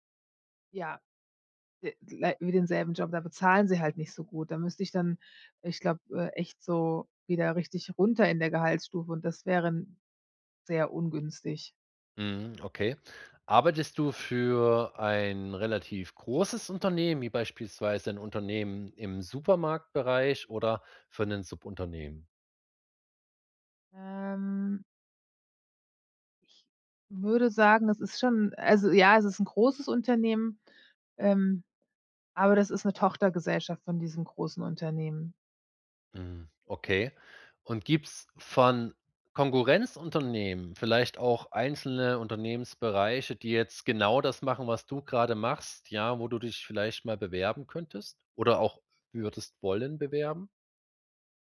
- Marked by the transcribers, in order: drawn out: "Ähm"; other background noise
- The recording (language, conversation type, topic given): German, advice, Ist jetzt der richtige Zeitpunkt für einen Jobwechsel?